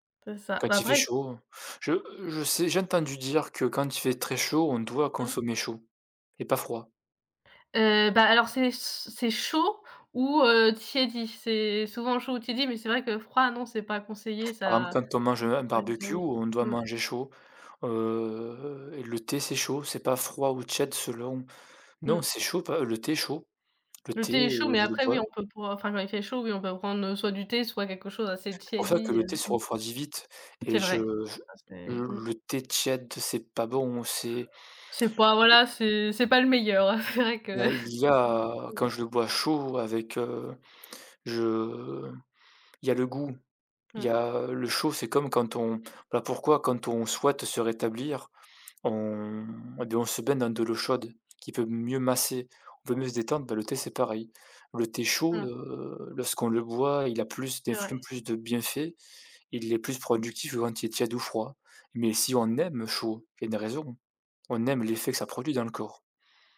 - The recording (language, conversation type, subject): French, unstructured, Êtes-vous plutôt café ou thé pour commencer votre journée ?
- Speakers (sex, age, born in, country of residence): female, 20-24, France, France; male, 35-39, France, France
- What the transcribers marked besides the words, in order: unintelligible speech; drawn out: "heu"; tapping; other background noise; laughing while speaking: "hein"; unintelligible speech; drawn out: "on"; stressed: "aime"